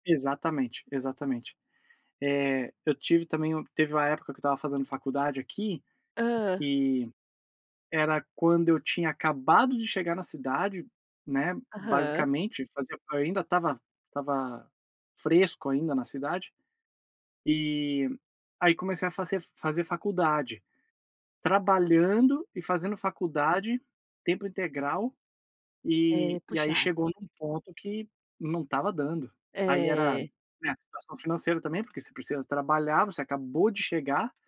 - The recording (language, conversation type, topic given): Portuguese, unstructured, Você já passou por momentos em que o dinheiro era uma fonte de estresse constante?
- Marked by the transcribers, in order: tapping